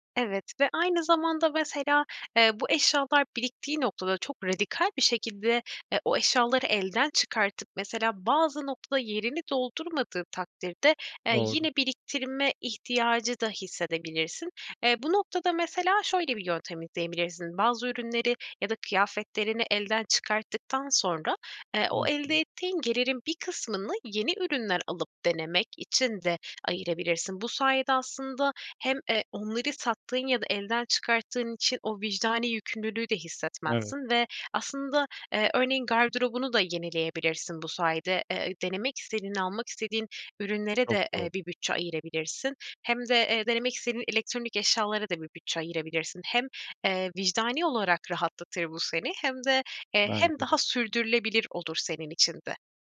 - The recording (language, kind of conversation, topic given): Turkish, advice, Evde gereksiz eşyalar birikiyor ve yer kalmıyor; bu durumu nasıl çözebilirim?
- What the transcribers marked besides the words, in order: none